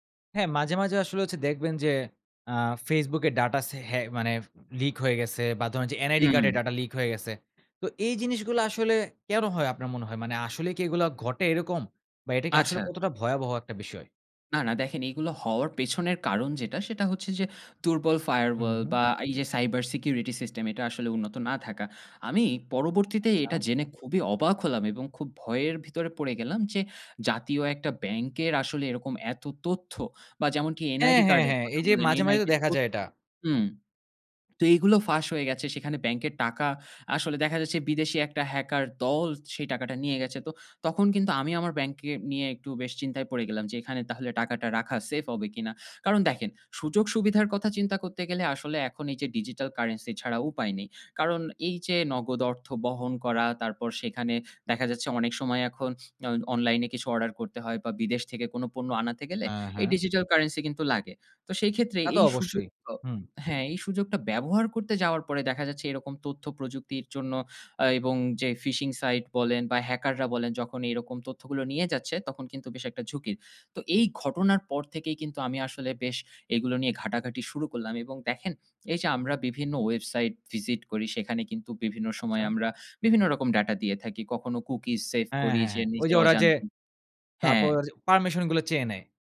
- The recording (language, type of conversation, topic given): Bengali, podcast, ডাটা প্রাইভেসি নিয়ে আপনি কী কী সতর্কতা নেন?
- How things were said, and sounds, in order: in English: "Cyber Security System"; tapping; swallow; in English: "digital currency"; in English: "digital currency"; in English: "phishing site"